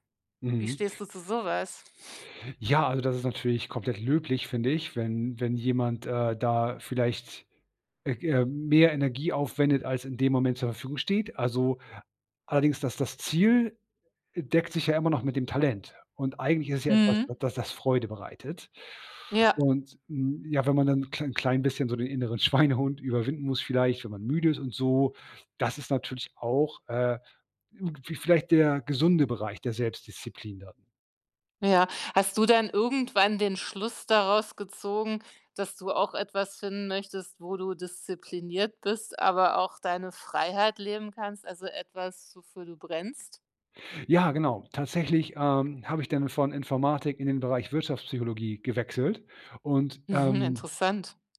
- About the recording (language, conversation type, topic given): German, podcast, Wie findest du die Balance zwischen Disziplin und Freiheit?
- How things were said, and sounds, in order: laughing while speaking: "Schweinehund"